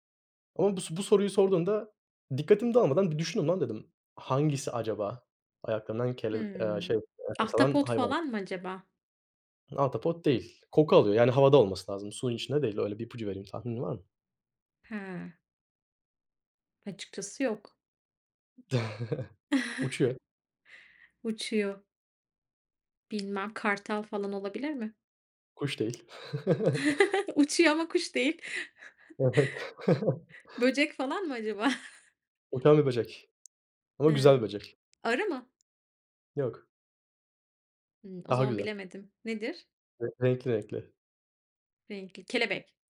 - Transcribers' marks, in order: other background noise; chuckle; tapping; chuckle; chuckle; chuckle
- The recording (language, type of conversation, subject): Turkish, unstructured, Hayatında öğrendiğin en ilginç bilgi neydi?